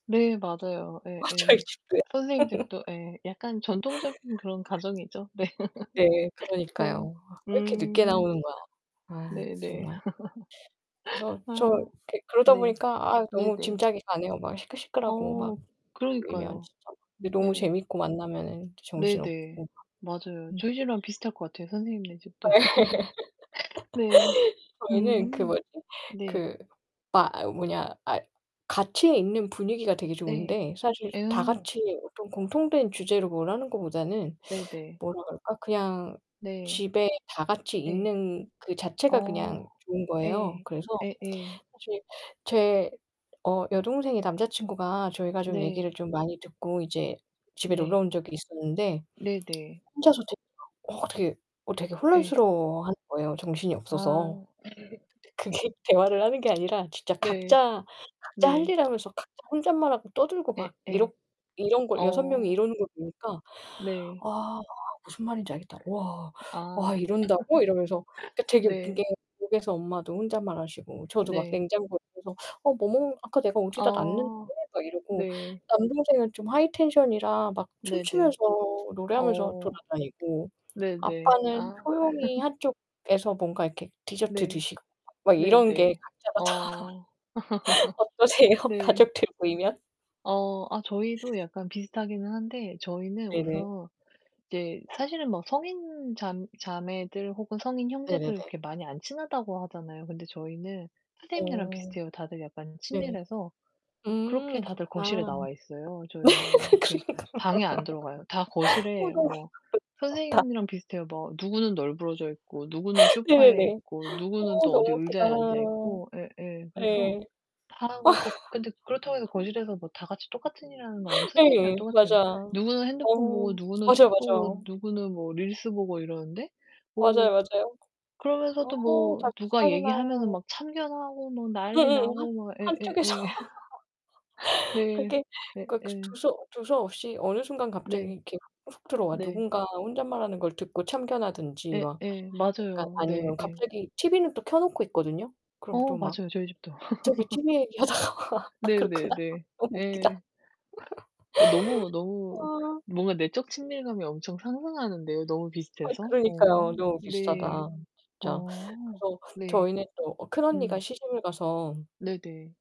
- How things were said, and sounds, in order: laughing while speaking: "아, 저희 집도요"; distorted speech; laugh; other background noise; tapping; laughing while speaking: "네"; laugh; laugh; laughing while speaking: "예"; laugh; laugh; laughing while speaking: "그게"; laugh; laugh; laugh; laugh; laughing while speaking: "다. 어떠세요? 가족들 모이면?"; laugh; laughing while speaking: "그러니까. 뭔가 어"; laugh; laugh; background speech; laughing while speaking: "한쪽에서"; laugh; laugh; laughing while speaking: "얘기하다가 아 그렇구나. 너무 웃기다"; laugh
- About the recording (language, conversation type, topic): Korean, unstructured, 가족 모임에서 가장 재미있었던 에피소드는 무엇인가요?